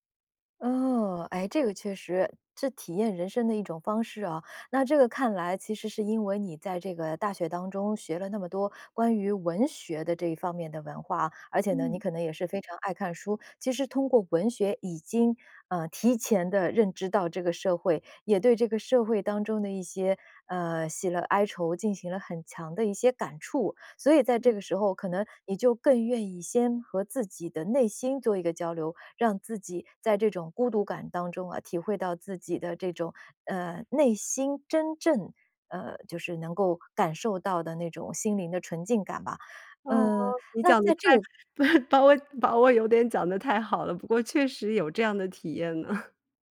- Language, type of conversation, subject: Chinese, podcast, 你怎么看待独自旅行中的孤独感？
- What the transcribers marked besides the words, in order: other background noise; laughing while speaking: "不是"; laughing while speaking: "呢"